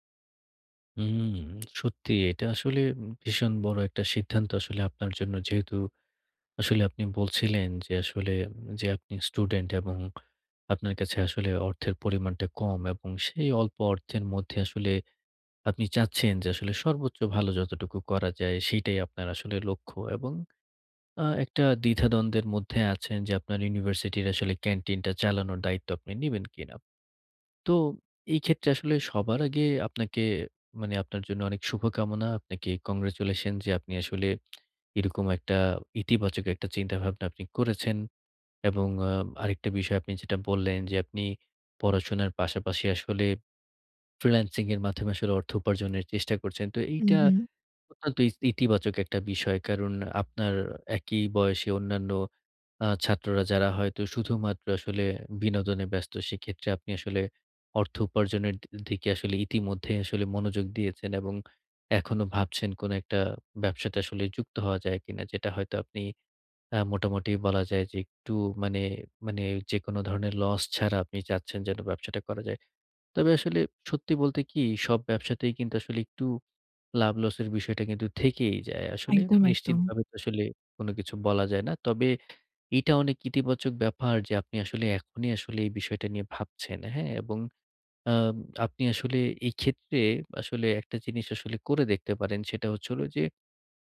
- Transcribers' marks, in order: tapping; lip smack; other background noise
- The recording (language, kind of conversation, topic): Bengali, advice, ভয় বা উদ্বেগ অনুভব করলে আমি কীভাবে নিজেকে বিচার না করে সেই অনুভূতিকে মেনে নিতে পারি?